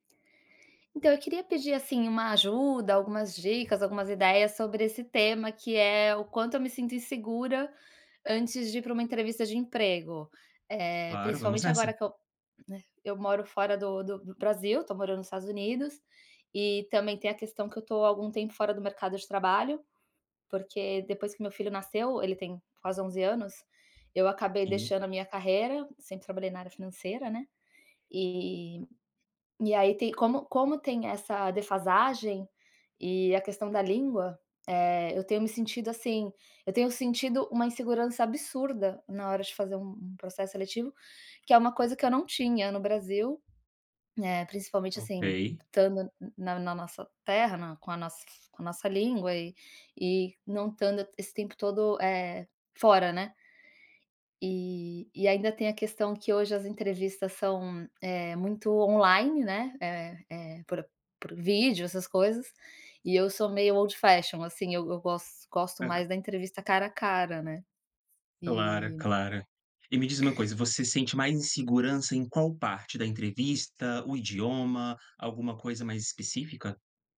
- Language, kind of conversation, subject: Portuguese, advice, Como lidar com a insegurança antes de uma entrevista de emprego?
- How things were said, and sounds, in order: tapping; other background noise; in English: "old fashion"; chuckle